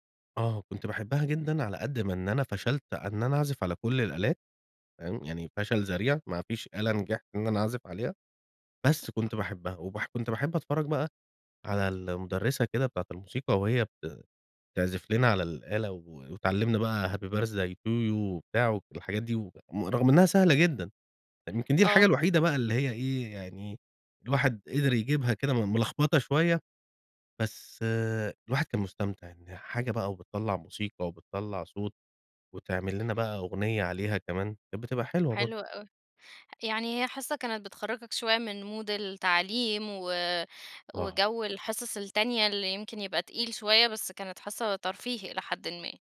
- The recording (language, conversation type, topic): Arabic, podcast, إيه هي الأغنية اللي بتفكّرك بذكريات المدرسة؟
- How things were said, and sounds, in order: tapping; unintelligible speech; in English: "happy birthday to you"; in English: "مود"